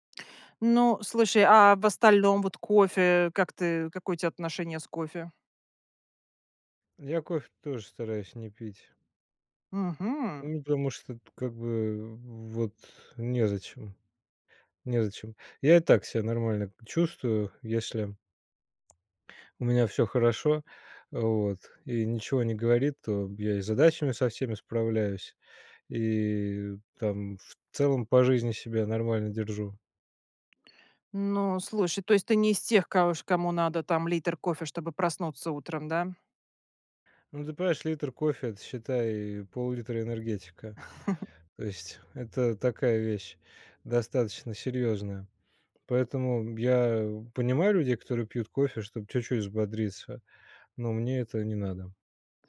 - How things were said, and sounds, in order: surprised: "Мгм"; tapping; chuckle
- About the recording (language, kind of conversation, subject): Russian, podcast, Какие напитки помогают или мешают тебе спать?